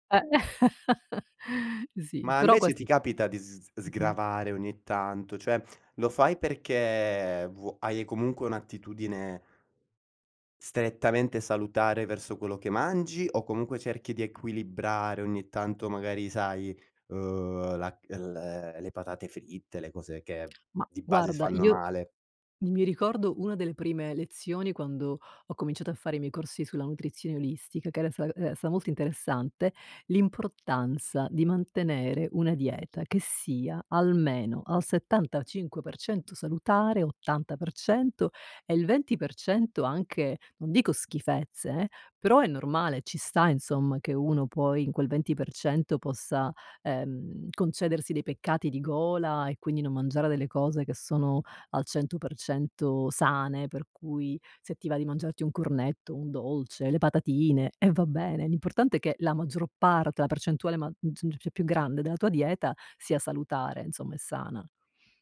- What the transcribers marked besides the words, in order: laugh; unintelligible speech; "Cioè" said as "ciue"; "cioè" said as "ceh"
- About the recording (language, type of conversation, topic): Italian, podcast, Quali alimenti pensi che aiutino la guarigione e perché?